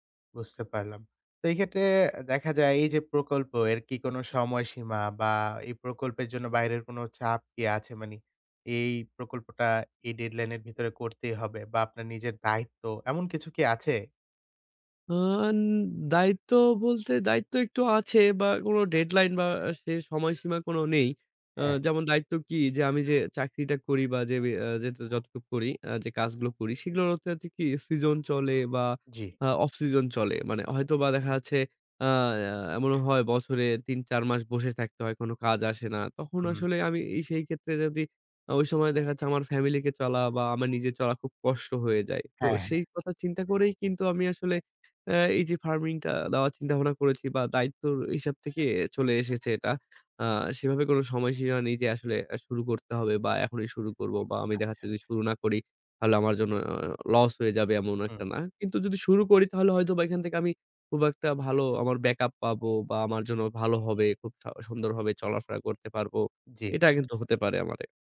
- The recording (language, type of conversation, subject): Bengali, advice, নতুন প্রকল্পের প্রথম ধাপ নিতে কি আপনার ভয় লাগে?
- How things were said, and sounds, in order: other background noise; tapping